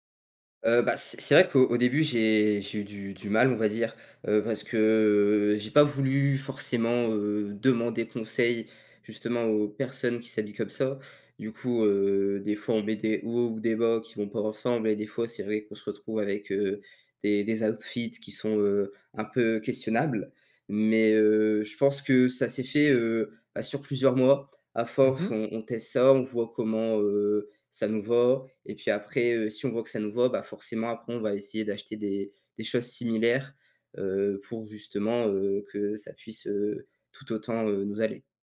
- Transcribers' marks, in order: in English: "outfits"
- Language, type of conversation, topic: French, podcast, Comment ton style vestimentaire a-t-il évolué au fil des années ?